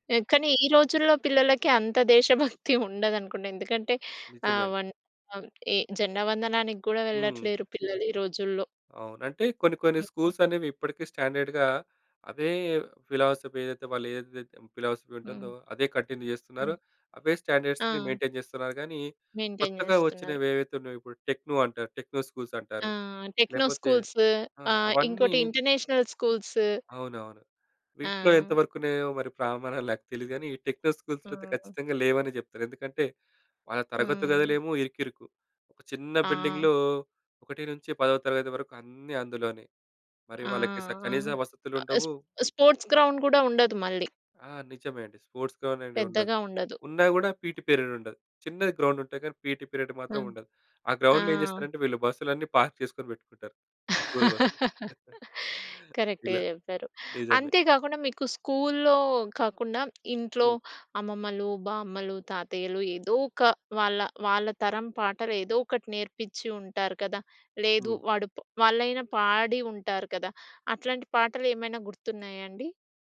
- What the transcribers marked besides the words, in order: other noise; in English: "స్కూల్స్"; in English: "స్టాండర్డ్‌గా"; in English: "ఫిలాసఫీ"; in English: "ఫిలాసఫీ"; in English: "కంటిన్యూ"; in English: "స్టాండర్డ్స్‌ని"; in English: "మెయిన్‌టైన్"; in English: "టెక్నో"; in English: "టెక్నో"; in English: "టెక్నో స్కూల్స్"; in English: "ఇంటర్నేషనల్"; in English: "టెక్నో స్కూల్స్‌లో"; in English: "బిల్డింగ్‌లో"; in English: "స్పోర్ట్స్ గ్రౌండ్"; in English: "స్పోర్ట్స్ గ్రౌండ్"; in English: "పీటీ పీరియడ్"; in English: "గ్రౌండ్"; in English: "పీటీ పీరియడ్"; in English: "గ్రౌండ్‌లో"; laugh; in English: "కరెక్ట్‌గా"; in English: "పార్క్"; in English: "స్కూల్"; chuckle
- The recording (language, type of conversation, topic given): Telugu, podcast, మీకు చిన్ననాటి సంగీత జ్ఞాపకాలు ఏవైనా ఉన్నాయా?